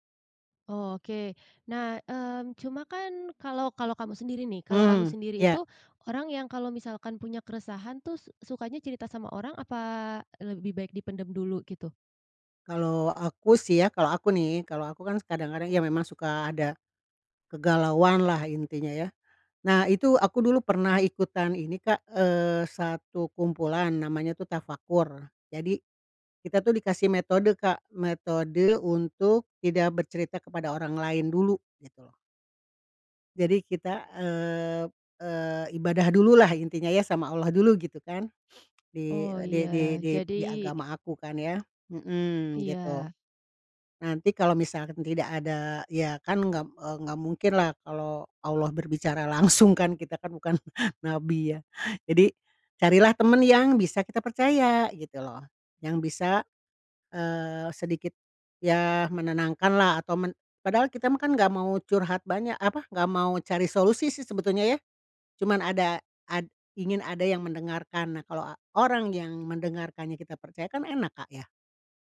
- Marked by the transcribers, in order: sniff; tapping; laughing while speaking: "langsung"; chuckle
- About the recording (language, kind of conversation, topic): Indonesian, podcast, Menurutmu, apa tanda awal kalau seseorang bisa dipercaya?